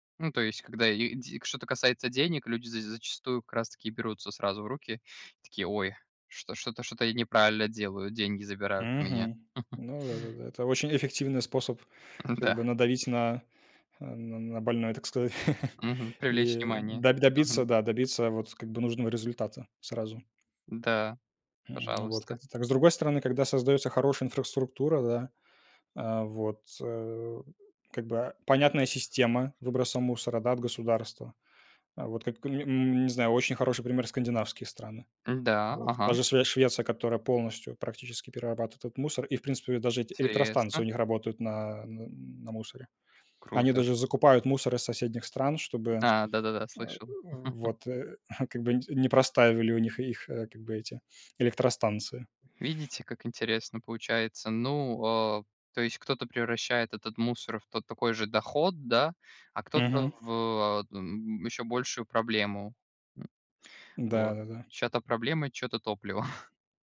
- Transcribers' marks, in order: chuckle; laughing while speaking: "Н да"; tapping; chuckle; other background noise; laugh; chuckle; grunt; chuckle
- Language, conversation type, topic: Russian, unstructured, Что вызывает у вас отвращение в загрязнённом городе?